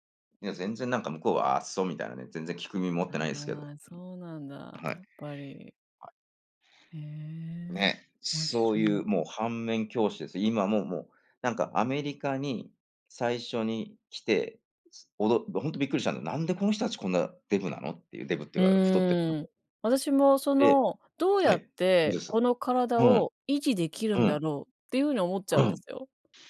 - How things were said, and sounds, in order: other background noise
- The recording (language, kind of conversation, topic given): Japanese, unstructured, 趣味でいちばん楽しかった思い出は何ですか？